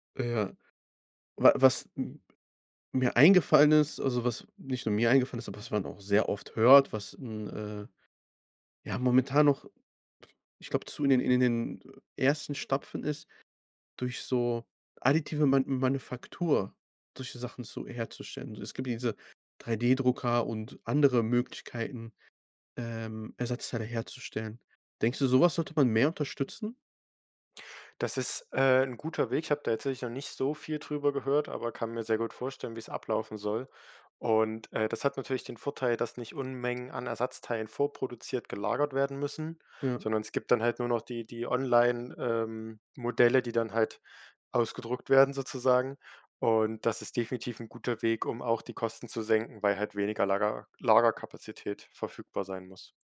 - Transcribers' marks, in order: other noise; unintelligible speech
- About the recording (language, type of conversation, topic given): German, podcast, Was hältst du davon, Dinge zu reparieren, statt sie wegzuwerfen?